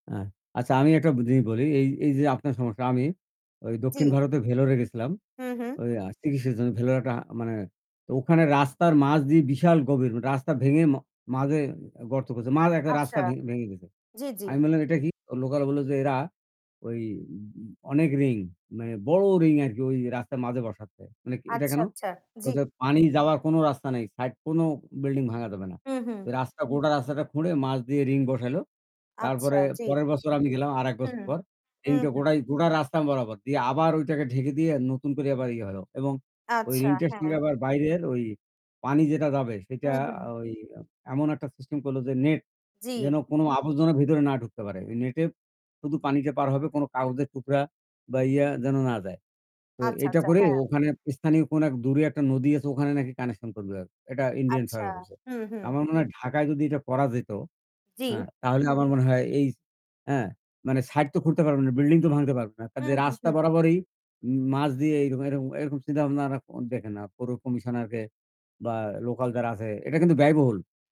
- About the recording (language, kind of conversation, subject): Bengali, unstructured, স্থানীয় সমস্যা সমাধানে আপনি কী ভূমিকা রাখতে পারেন?
- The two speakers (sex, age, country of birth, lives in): female, 20-24, Bangladesh, Bangladesh; male, 60-64, Bangladesh, Bangladesh
- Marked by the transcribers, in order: other background noise